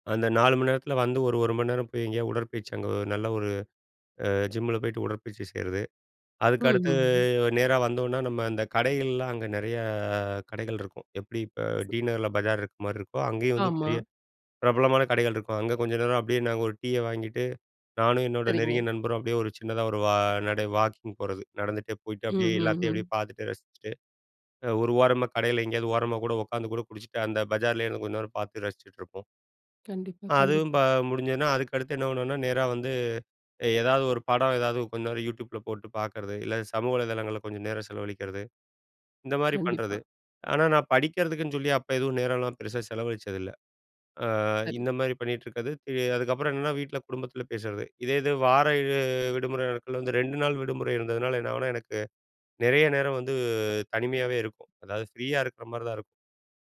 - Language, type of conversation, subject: Tamil, podcast, தனிமை வந்தபோது நீங்கள் எப்போது தீர்வைத் தேடத் தொடங்குகிறீர்கள்?
- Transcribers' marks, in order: drawn out: "நெறைய"; other background noise